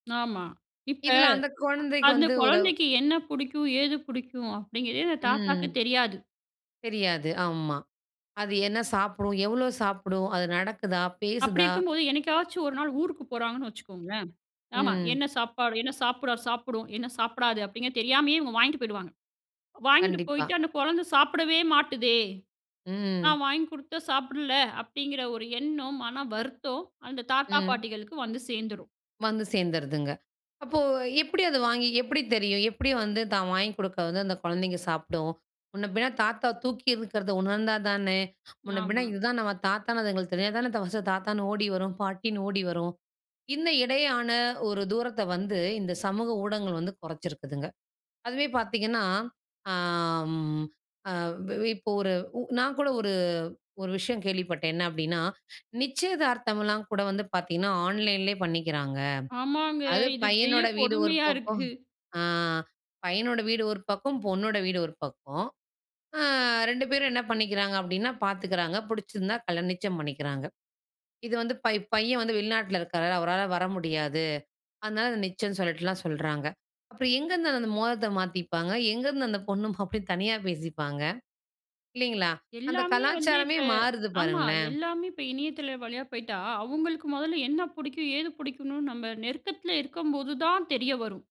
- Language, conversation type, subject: Tamil, podcast, இணையமும் சமூக ஊடகங்களும் குடும்ப உறவுகளில் தலைமுறைகளுக்கிடையேயான தூரத்தை எப்படிக் குறைத்தன?
- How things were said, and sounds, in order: drawn out: "ம்"; drawn out: "ம்"; in English: "ஃபஸ்ட்டு"; drawn out: "அ"; in English: "ஆன்லைன்லயே"; disgusted: "ஆமாங்க. இது பெரிய கொடுமையா இருக்கு!"; drawn out: "அ"; drawn out: "அ"; "சொல்லிட்டு" said as "சொல்ட்ல்லாம்"